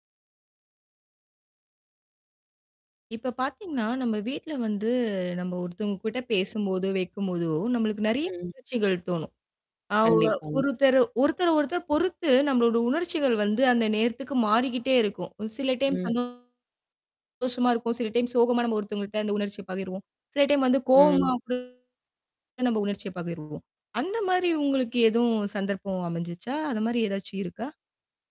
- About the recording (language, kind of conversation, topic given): Tamil, podcast, உங்கள் வீட்டில் உணர்ச்சிகளை எப்படிப் பகிர்ந்து கொள்கிறீர்கள்?
- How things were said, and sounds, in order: static; distorted speech; unintelligible speech; in English: "டைம்ஸ்"; other noise; unintelligible speech